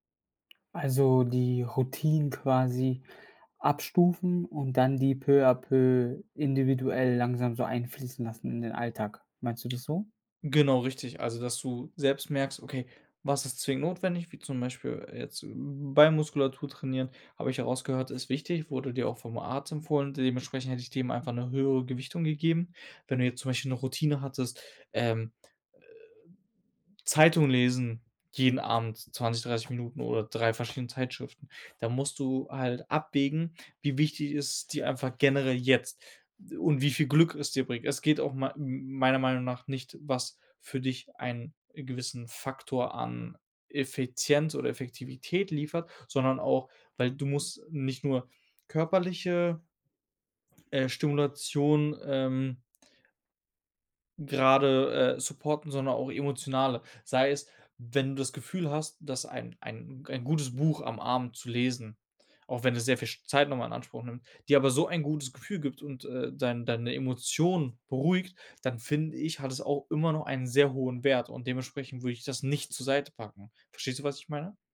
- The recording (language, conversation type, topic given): German, advice, Wie kann ich nach einer Krankheit oder Verletzung wieder eine Routine aufbauen?
- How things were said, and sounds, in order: other background noise